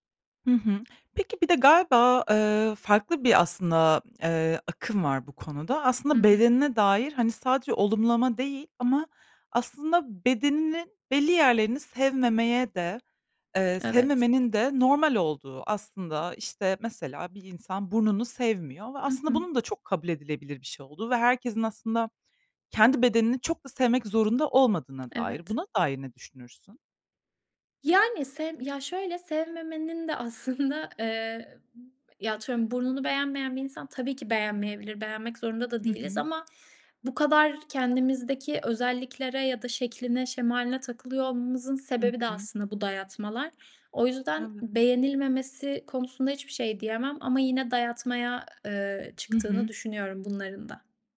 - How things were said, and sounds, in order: laughing while speaking: "aslında"; tapping
- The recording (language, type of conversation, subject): Turkish, podcast, Kendine güvenini nasıl inşa ettin?